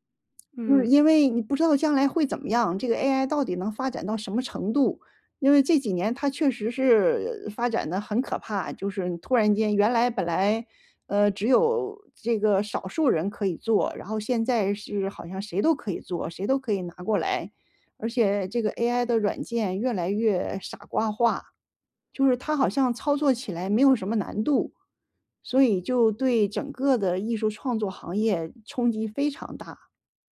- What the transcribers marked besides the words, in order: none
- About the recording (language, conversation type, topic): Chinese, advice, 你是否考虑回学校进修或重新学习新技能？